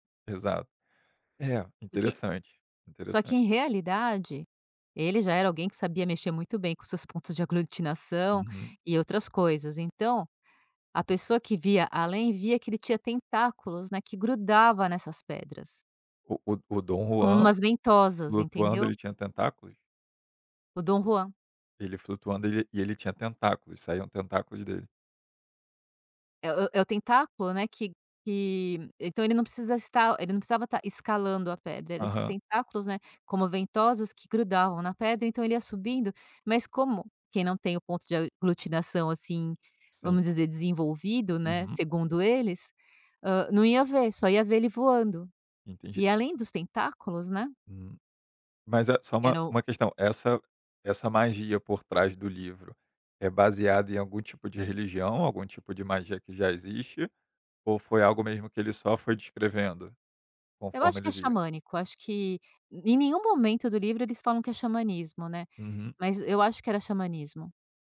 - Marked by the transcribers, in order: tapping
- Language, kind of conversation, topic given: Portuguese, podcast, Qual personagem de livro mais te marcou e por quê?